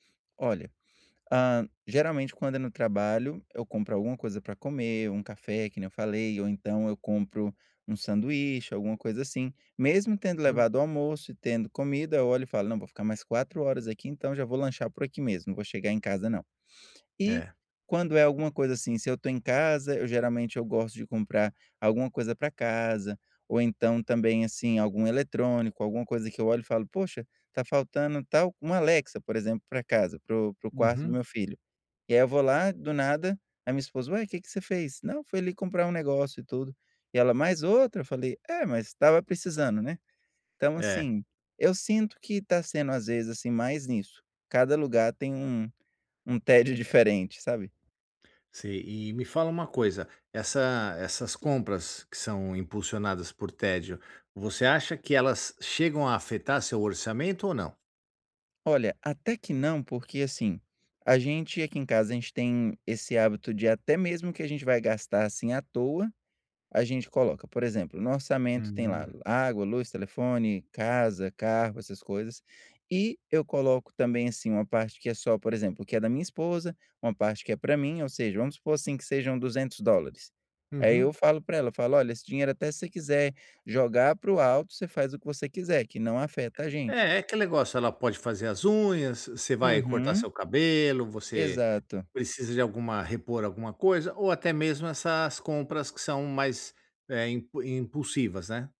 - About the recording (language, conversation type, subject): Portuguese, advice, Como posso parar de gastar dinheiro quando estou entediado ou procurando conforto?
- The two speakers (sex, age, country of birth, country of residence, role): male, 30-34, Brazil, United States, user; male, 50-54, Brazil, United States, advisor
- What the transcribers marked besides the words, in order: tapping